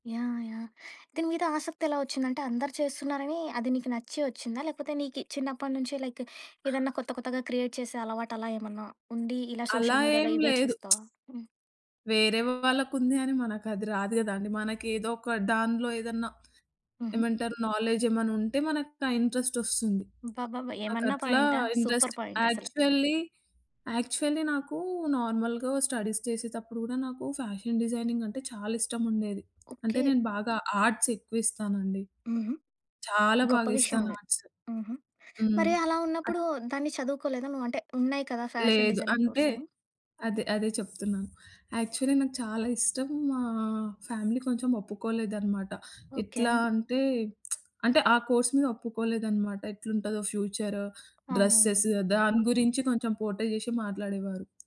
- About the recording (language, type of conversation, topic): Telugu, podcast, సోషియల్ మీడియా వాడుతున్నప్పుడు మరింత జాగ్రత్తగా, అవగాహనతో ఎలా ఉండాలి?
- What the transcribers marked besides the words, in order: in English: "లైక్"; in English: "క్రియేట్"; in English: "సోషల్ మీడియాలో"; other background noise; in English: "నాలెజ్"; in English: "ఇంట్రెస్ట్"; in English: "ఇంట్రెస్ట్ యాక్చువల్లీ, యాక్చువల్లీ"; in English: "సూపర్"; in English: "నార్మల్‌గా స్టడీస్"; in English: "ఫ్యాషన్ డిజైనింగ్"; tapping; in English: "ఆర్ట్స్"; in English: "ఆర్ట్స్"; in English: "ఫ్యాషన్ డిజైనింగ్"; in English: "యాక్చువల్లి"; in English: "ఫ్యామిలీ"; lip smack; in English: "కోర్స్"; in English: "డ్రెసెస్"; in English: "పోట్రే"